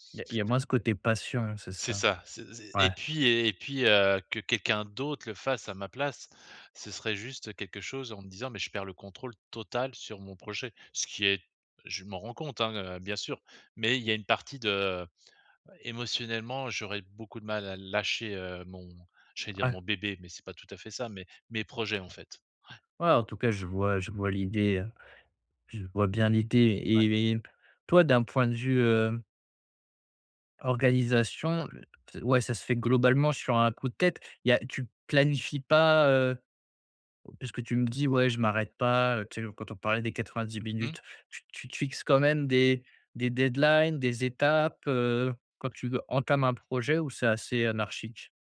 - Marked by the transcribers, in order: other background noise; stressed: "total"; stressed: "lâcher"
- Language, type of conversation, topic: French, advice, Comment mieux organiser mes projets en cours ?